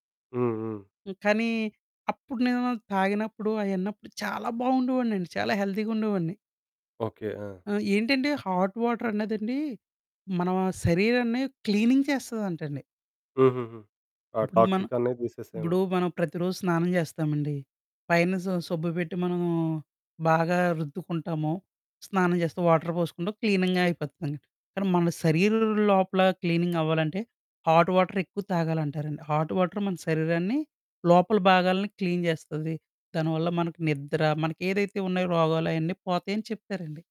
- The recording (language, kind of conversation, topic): Telugu, podcast, ఉదయం త్వరగా, చురుకుగా లేచేందుకు మీరు ఏమి చేస్తారు?
- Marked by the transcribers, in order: in English: "హెల్థీ‌గా"; in English: "హాట్ వాటర్"; in English: "క్లీనింగ్"; in English: "టాక్సిక్"; in English: "వాటర్"; in English: "క్లీనింగ్‌గా"; distorted speech; in English: "క్లీనింగ్"; in English: "హాట్ వాటర్"; in English: "హాట్ వాటర్"; in English: "క్లీన్"